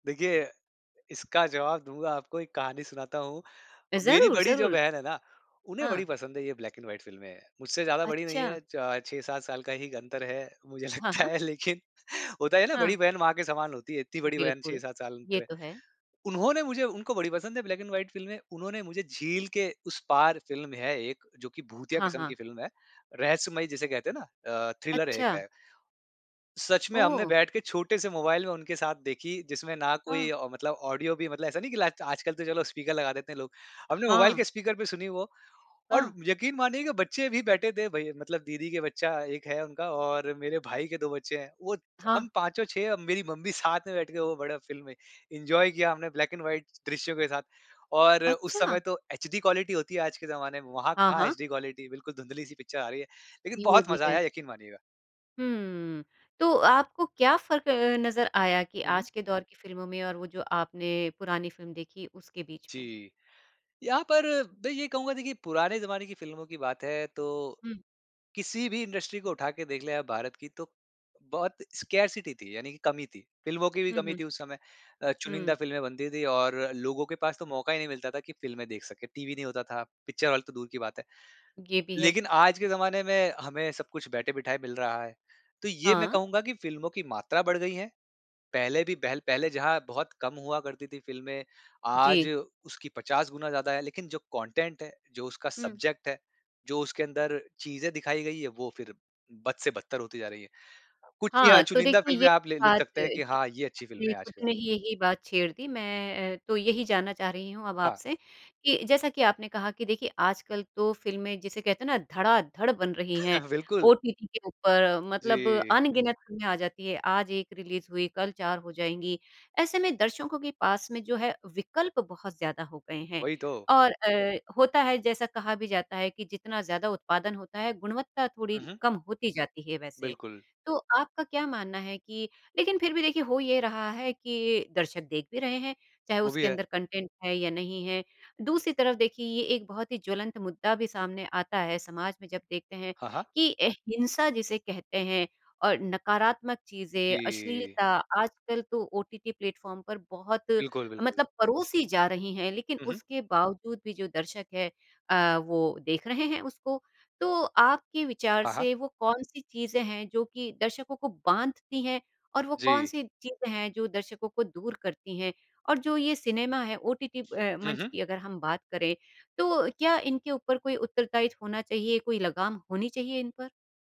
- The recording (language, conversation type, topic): Hindi, podcast, बताइए, कौन-सी फिल्म आप बार-बार देख सकते हैं?
- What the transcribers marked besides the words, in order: in English: "ब्लैक एंड व्हाइट"; laughing while speaking: "मुझे लगता है लेकिन"; in English: "ब्लैक एंड व्हाइट"; in English: "थ्रिलर"; in English: "ऑडियो"; in English: "एन्जॉय"; in English: "ब्लैक एंड व्हाइट"; in English: "एचडी क्वालिटी"; in English: "एचडी क्वालिटी"; in English: "इंडस्ट्री"; in English: "स्कार्सिटी"; in English: "कंटेंट"; in English: "सब्जेक्ट"; chuckle; in English: "रिलीज"; in English: "कंटेंट"; tapping; in English: "प्लेटफ़ॉर्म"